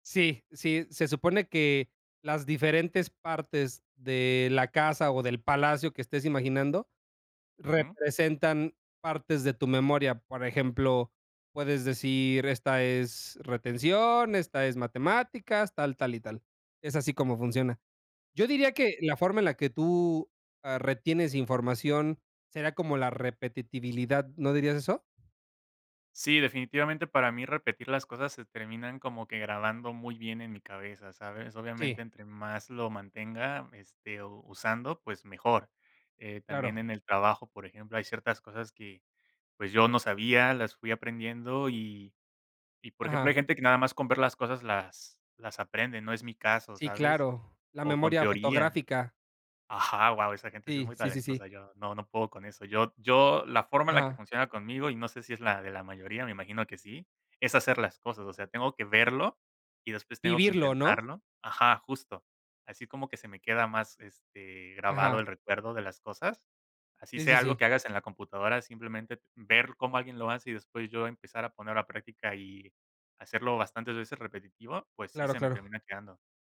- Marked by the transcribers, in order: "repetibilidad" said as "repetetibilidad"
- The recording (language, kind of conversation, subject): Spanish, podcast, ¿Qué estrategias usas para retener información a largo plazo?